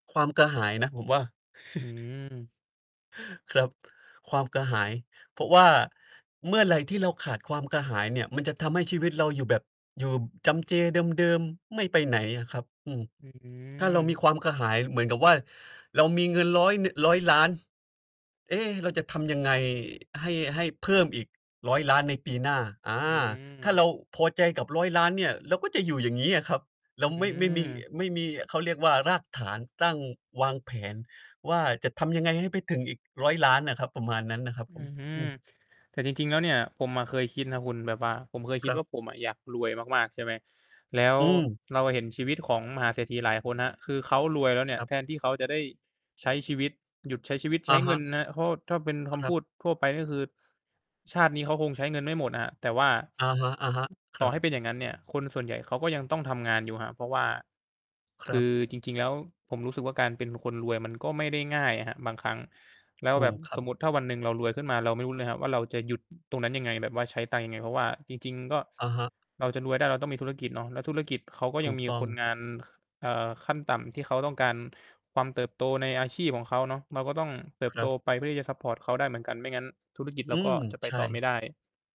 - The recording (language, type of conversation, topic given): Thai, unstructured, เป้าหมายที่สำคัญที่สุดในชีวิตของคุณคืออะไร?
- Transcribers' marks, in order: chuckle; distorted speech; other background noise; tapping